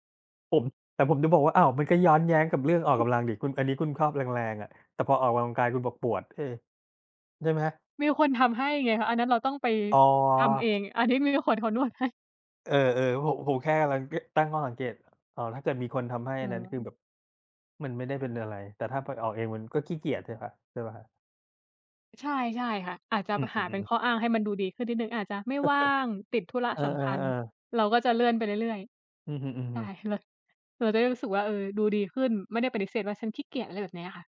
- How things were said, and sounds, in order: tapping; other background noise
- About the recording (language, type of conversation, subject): Thai, unstructured, คุณคิดว่าการไม่ออกกำลังกายส่งผลเสียต่อร่างกายอย่างไร?